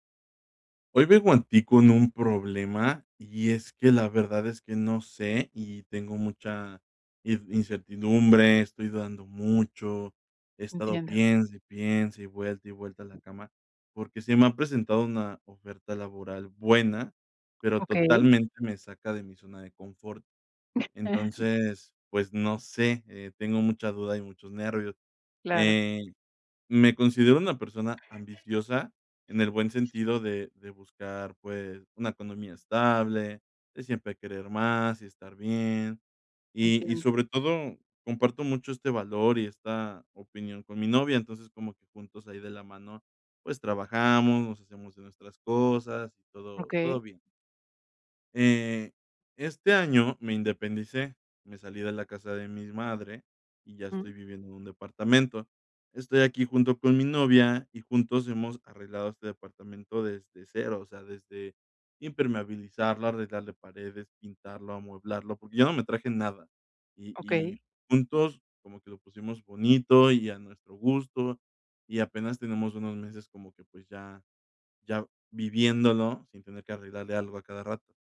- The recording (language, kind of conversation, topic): Spanish, advice, ¿Cómo puedo equilibrar el riesgo y la oportunidad al decidir cambiar de trabajo?
- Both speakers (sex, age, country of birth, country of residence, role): female, 40-44, Mexico, Mexico, advisor; male, 30-34, Mexico, Mexico, user
- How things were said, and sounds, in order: "a" said as "an"; other background noise; chuckle; background speech